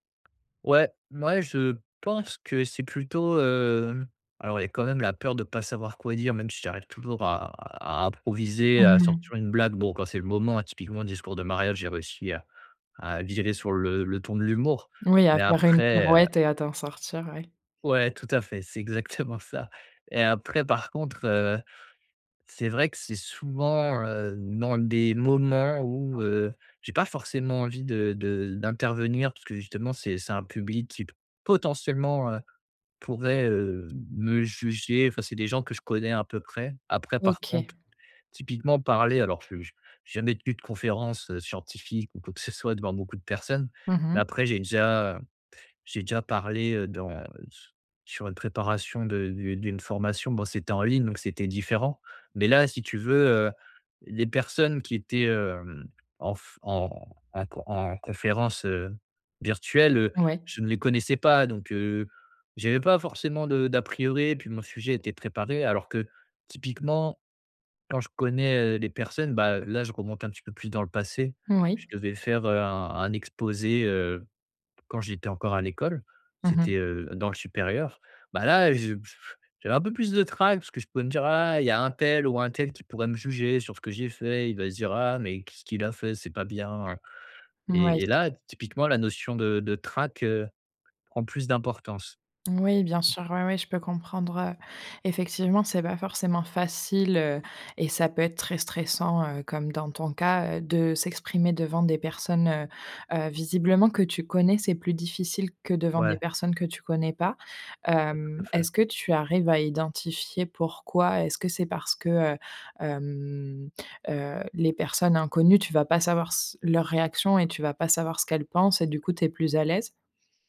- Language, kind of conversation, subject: French, advice, Comment puis-je mieux gérer mon trac et mon stress avant de parler en public ?
- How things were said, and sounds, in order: laughing while speaking: "exactement ça"; stressed: "potentiellement"; tapping; other background noise; drawn out: "hem"